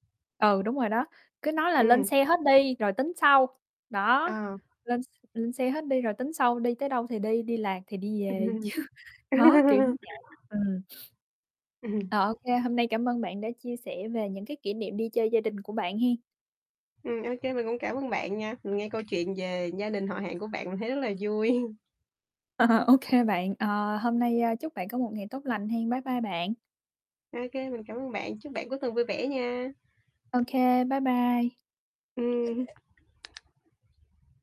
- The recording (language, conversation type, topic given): Vietnamese, unstructured, Bạn và gia đình thường cùng nhau đi đâu chơi?
- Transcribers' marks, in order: tapping; other background noise; laughing while speaking: "Ừm"; laughing while speaking: "chứ đó"; laugh; sniff; laughing while speaking: "Ừm"; chuckle; laughing while speaking: "À"